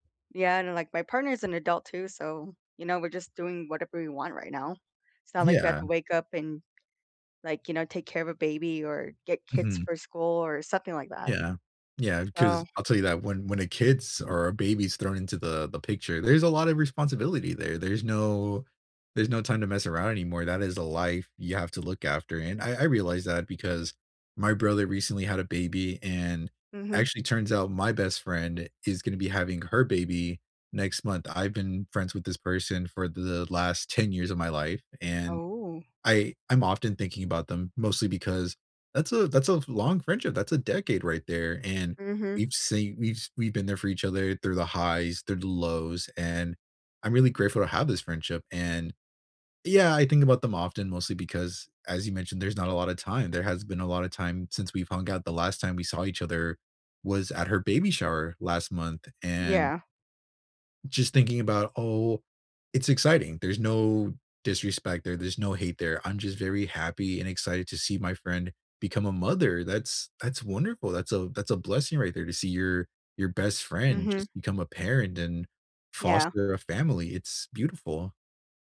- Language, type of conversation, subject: English, unstructured, Is there someone from your past you often think about?
- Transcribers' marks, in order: other background noise; drawn out: "no"